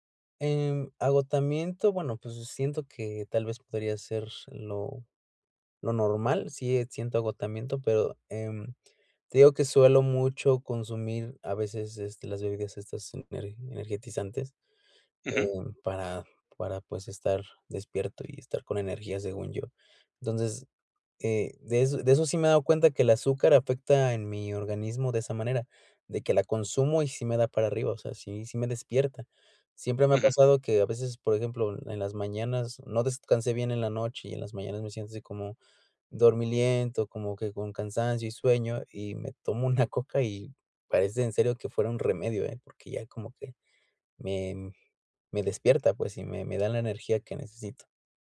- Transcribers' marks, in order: laughing while speaking: "y me tomo una Coca"
- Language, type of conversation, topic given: Spanish, advice, ¿Cómo puedo equilibrar el consumo de azúcar en mi dieta para reducir la ansiedad y el estrés?